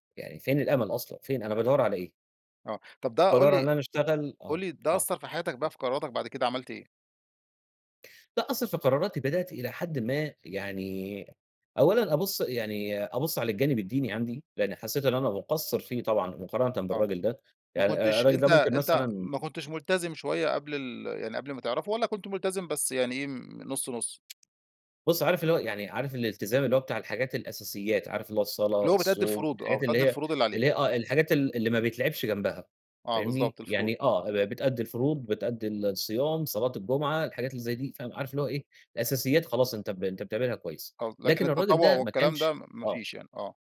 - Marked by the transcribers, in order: unintelligible speech; tapping; unintelligible speech
- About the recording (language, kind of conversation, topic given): Arabic, podcast, عمرك قابلت حد غريب غيّر مجرى رحلتك؟ إزاي؟